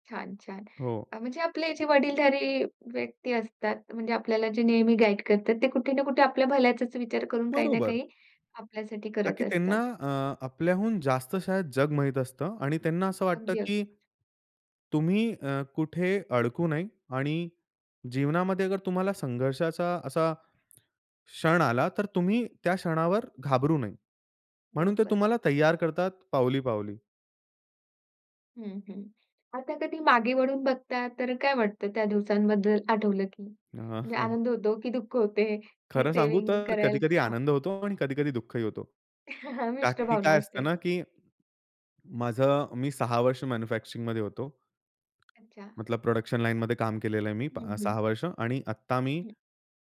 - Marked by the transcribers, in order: tapping; laughing while speaking: "हां"; chuckle; other background noise
- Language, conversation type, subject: Marathi, podcast, पहिल्या पगारावर तुम्ही काय केलं?